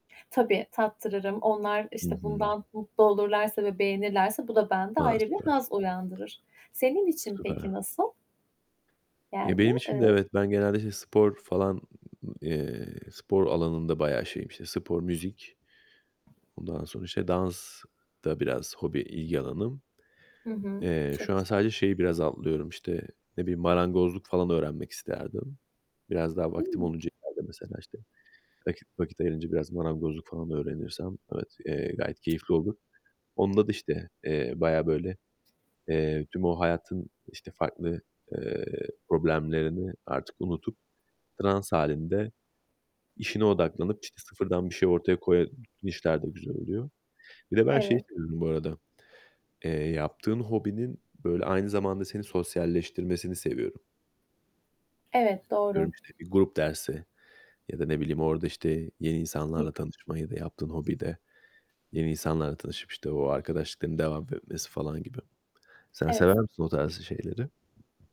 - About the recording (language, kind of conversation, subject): Turkish, unstructured, Hobiler stresle başa çıkmana nasıl yardımcı oluyor?
- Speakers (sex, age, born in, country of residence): female, 30-34, Turkey, Germany; male, 35-39, Turkey, Poland
- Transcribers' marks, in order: static; other background noise; tapping; distorted speech; unintelligible speech